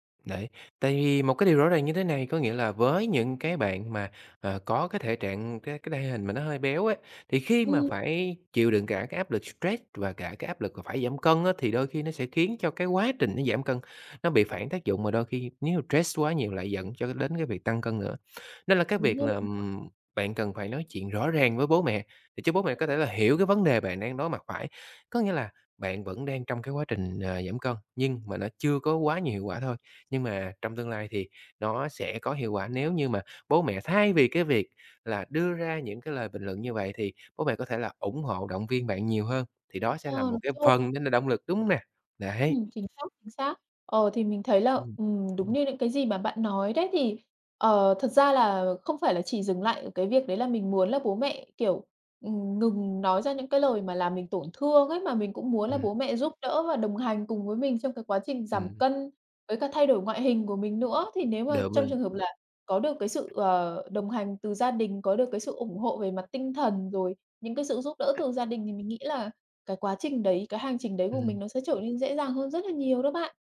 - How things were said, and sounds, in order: other background noise; tapping; unintelligible speech
- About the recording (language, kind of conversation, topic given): Vietnamese, advice, Làm sao để bớt khó chịu khi bị chê về ngoại hình hoặc phong cách?